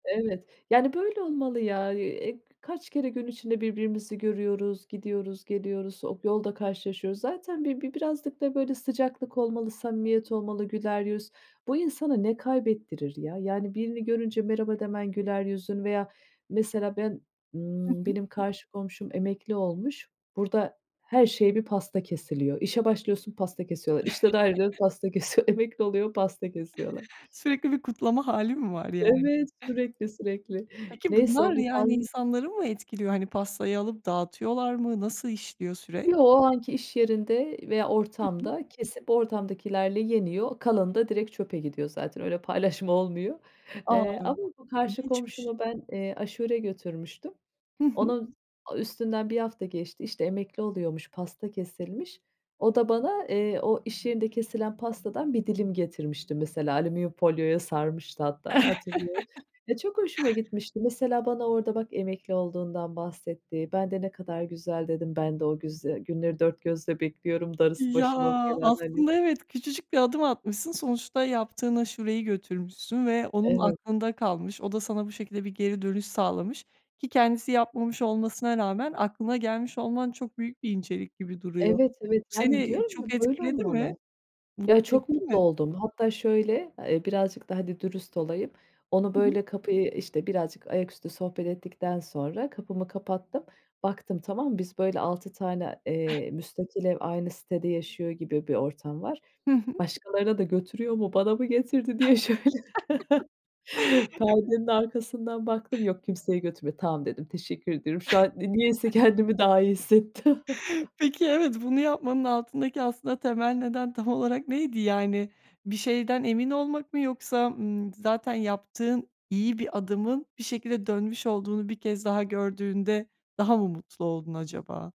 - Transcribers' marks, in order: other background noise; "birazcık" said as "birazzık"; tapping; chuckle; chuckle; chuckle; chuckle
- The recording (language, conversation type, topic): Turkish, podcast, Komşuluk ilişkileri kültürünüzde nasıl bir yer tutuyor?